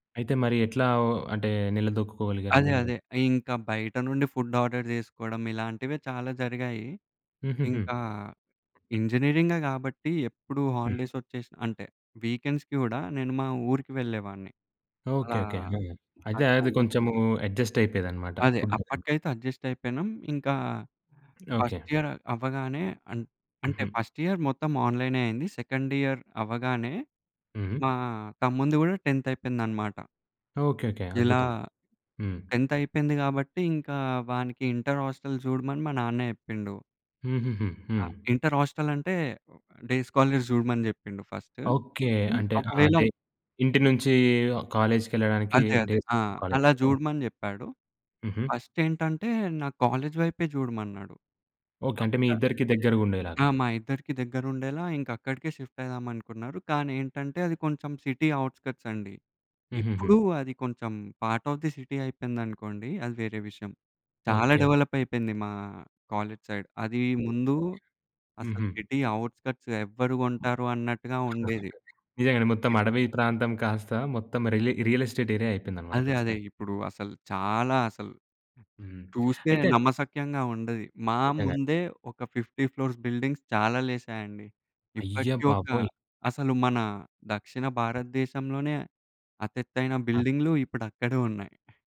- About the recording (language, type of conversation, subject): Telugu, podcast, మీ కుటుంబంలో వలస వెళ్లిన లేదా కొత్త ఊరికి మారిన అనుభవాల గురించి వివరంగా చెప్పగలరా?
- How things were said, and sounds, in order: in English: "ఫుడ్ ఆర్డర్"; in English: "ఇంజినీరింగే"; tapping; in English: "హాలిడేస్"; in English: "వీకెండ్స్‌కి"; in English: "అడ్జస్ట్"; in English: "ఫుడ్‌ది"; in English: "అడ్జస్ట్"; in English: "ఫస్ట్ ఇయర్"; in English: "ఫస్ట్ ఇయర్"; in English: "సెకండ్ ఇయర్"; in English: "టెంత్"; in English: "టెంత్"; other background noise; in English: "హాస్టల్"; other noise; in English: "డే స్కాలర్స్"; in English: "ఫస్ట్"; in English: "డేస్ కాలేజ్"; in English: "ఫస్ట్"; in English: "కాలేజ్"; in English: "షిఫ్ట్"; in English: "సిటీ ఔట్‌స్కర్ట్స్"; in English: "పార్ట్ ఆఫ్ ది సిటీ"; in English: "డెవలప్"; in English: "కాలేజ్‌సైడ్"; in English: "సిటీ ఔట్‌స్కర్ట్స్"; chuckle; in English: "రియల్ ఎస్టేట్ ఏరియా"; in English: "ఫిఫ్టీ ఫ్లోర్స్ బిల్డింగ్స్"; in English: "బిల్డింగ్‌లు"